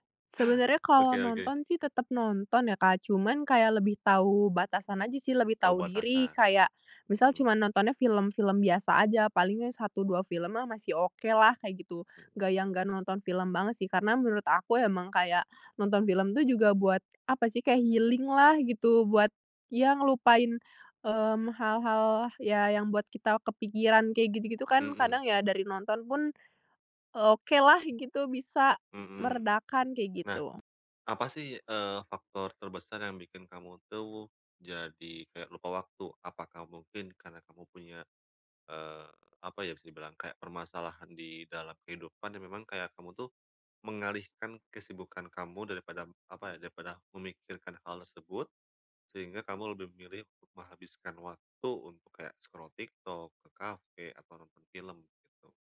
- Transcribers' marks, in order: in English: "healing-lah"; in English: "scroll"
- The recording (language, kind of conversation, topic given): Indonesian, podcast, Apa kegiatan yang selalu bikin kamu lupa waktu?